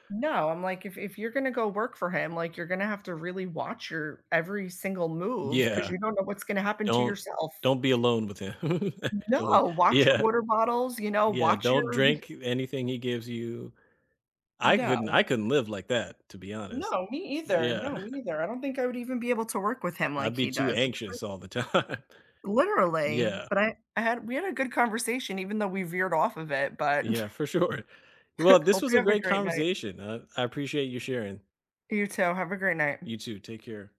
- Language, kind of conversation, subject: English, unstructured, How have my tastes in movies, music, and TV shows changed over time?
- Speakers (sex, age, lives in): female, 35-39, United States; male, 35-39, United States
- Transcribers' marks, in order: laughing while speaking: "him, actually. Yeah"; other background noise; chuckle; laughing while speaking: "time"; laughing while speaking: "sure"; chuckle